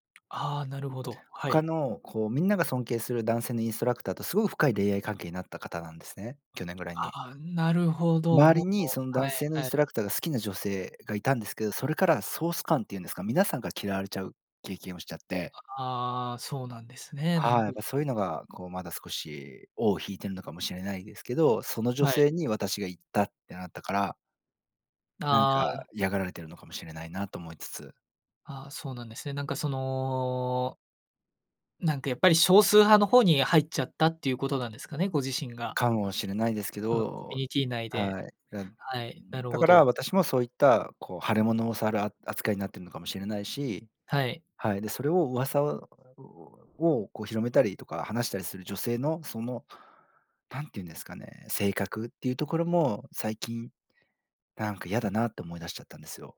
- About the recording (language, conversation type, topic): Japanese, advice, 友情と恋愛を両立させるうえで、どちらを優先すべきか迷ったときはどうすればいいですか？
- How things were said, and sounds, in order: none